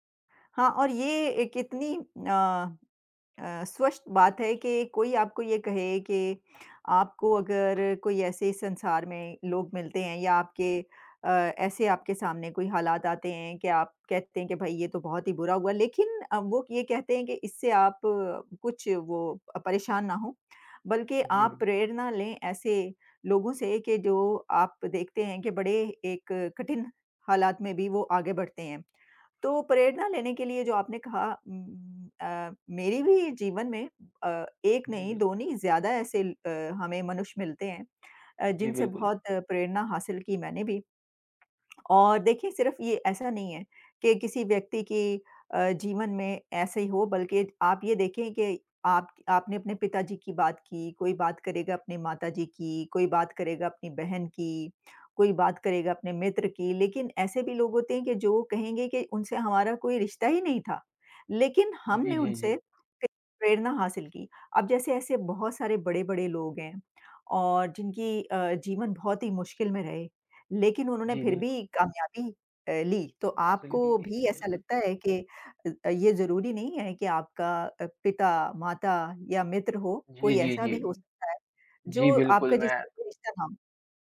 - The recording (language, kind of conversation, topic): Hindi, unstructured, आपके जीवन में सबसे प्रेरणादायक व्यक्ति कौन रहा है?
- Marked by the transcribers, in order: "स्पष्ट" said as "स्वष्ट"; tapping; unintelligible speech